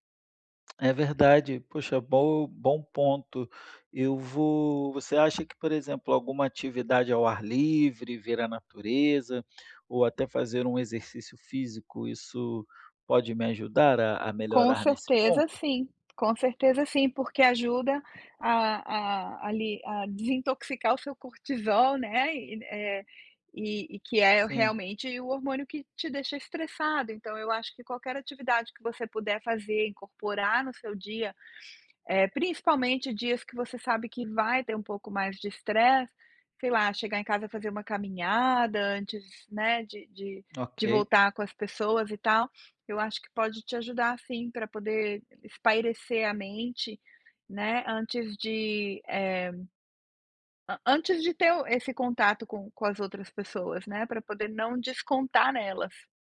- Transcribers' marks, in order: tapping
- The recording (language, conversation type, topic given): Portuguese, advice, Como posso pedir desculpas de forma sincera depois de magoar alguém sem querer?